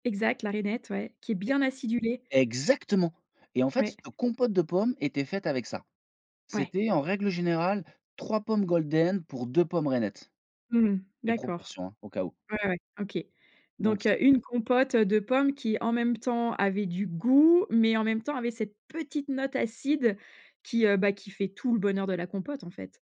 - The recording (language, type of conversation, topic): French, podcast, Quel gâteau ta grand-mère préparait-elle toujours, et pourquoi ?
- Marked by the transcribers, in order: none